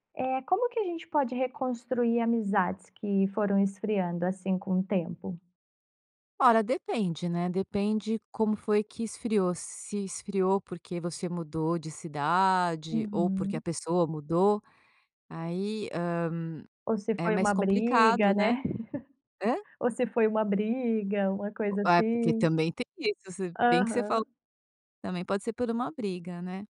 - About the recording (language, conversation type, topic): Portuguese, podcast, Como podemos reconstruir amizades que esfriaram com o tempo?
- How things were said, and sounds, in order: chuckle